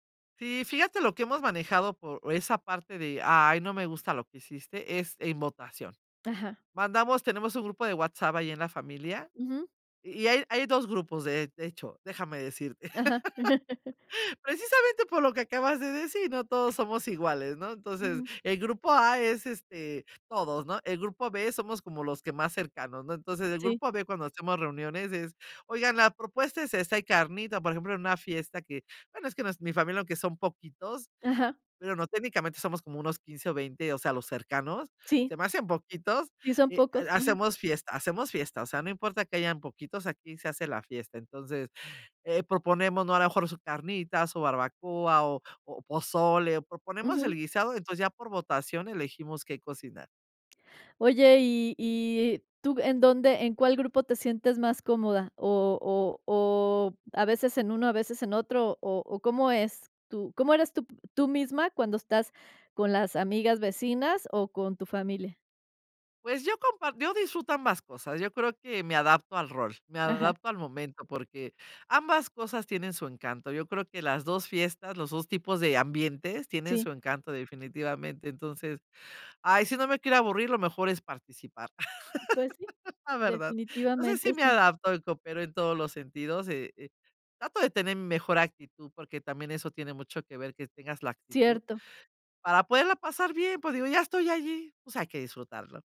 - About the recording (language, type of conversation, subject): Spanish, podcast, ¿Qué recuerdos tienes de comidas compartidas con vecinos o familia?
- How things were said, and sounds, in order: laugh; laughing while speaking: "la verdad"